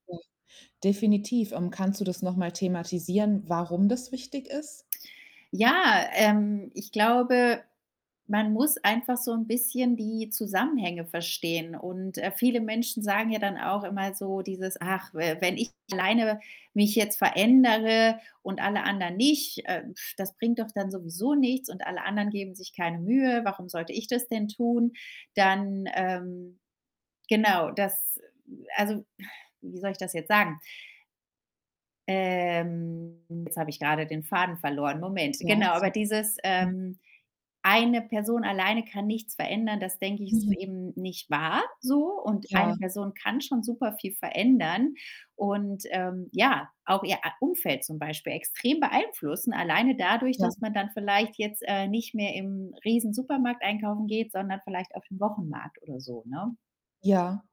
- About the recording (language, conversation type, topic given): German, podcast, Welche einfachen Schritte würdest du gegen Plastikmüll empfehlen?
- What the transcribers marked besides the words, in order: distorted speech; other noise; sigh; other background noise